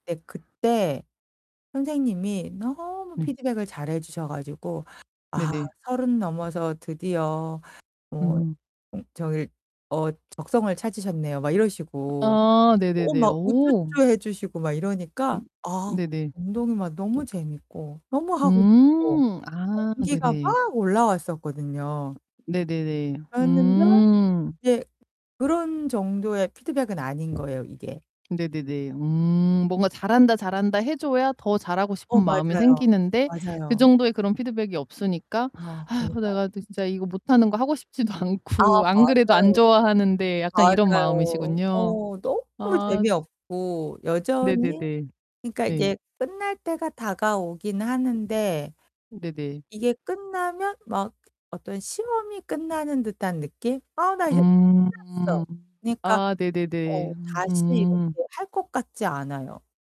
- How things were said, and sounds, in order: distorted speech; other background noise; anticipating: "오"; laughing while speaking: "않고"
- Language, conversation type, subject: Korean, advice, 운동 동기 부족으로 꾸준히 운동을 못하는 상황을 어떻게 해결할 수 있을까요?